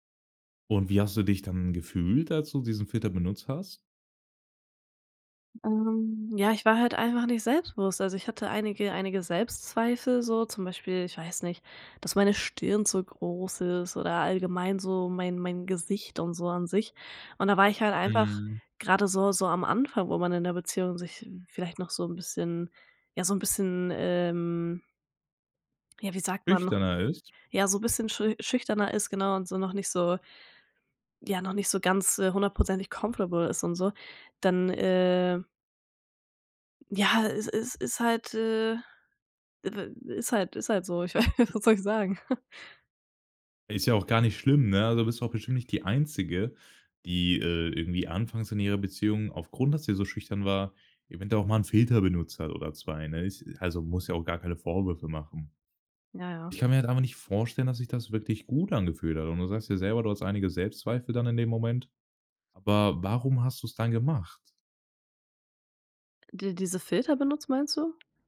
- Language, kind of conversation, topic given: German, podcast, Wie beeinflussen Filter dein Schönheitsbild?
- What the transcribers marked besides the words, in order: drawn out: "ähm"; in English: "comfortable"; drawn out: "äh"; laughing while speaking: "Ich weiß"; chuckle